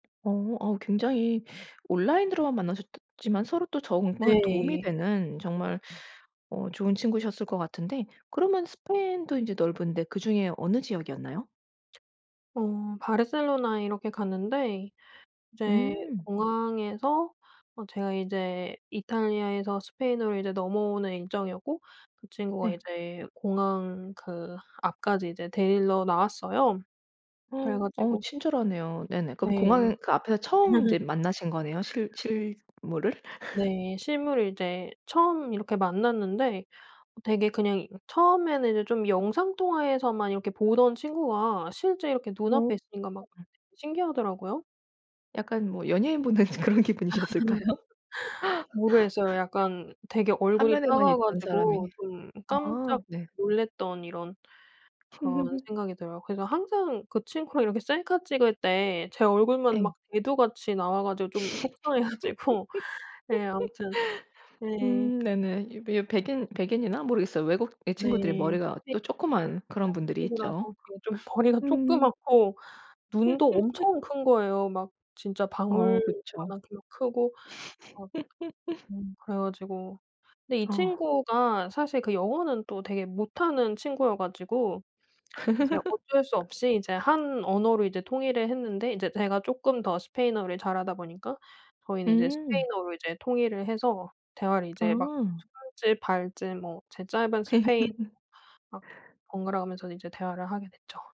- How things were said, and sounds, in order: other background noise; tapping; gasp; laugh; laugh; laughing while speaking: "보는 그런 기분이셨을까요?"; laugh; laugh; laugh; laugh; laughing while speaking: "속상해 가지고"; unintelligible speech; laughing while speaking: "좀 머리가"; laugh; laugh; laugh; laugh
- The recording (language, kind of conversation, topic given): Korean, podcast, 여행지에서 가장 기억에 남는 순간은 무엇이었나요?